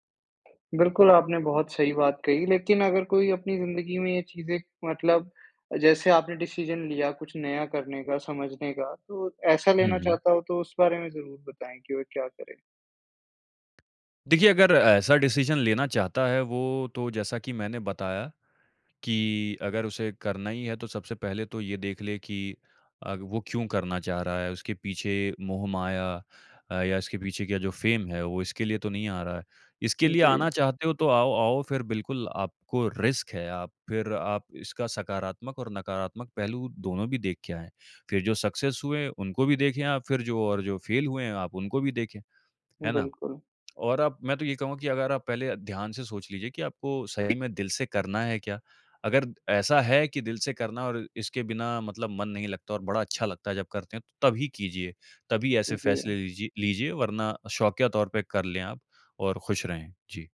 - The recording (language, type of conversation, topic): Hindi, podcast, क्या आप कोई ऐसा पल साझा करेंगे जब आपने खामोशी में कोई बड़ा फैसला लिया हो?
- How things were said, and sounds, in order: tapping; in English: "डिसीज़न"; in English: "डिसीज़न"; in English: "फेम"; in English: "रिस्क"; in English: "सक्सेस"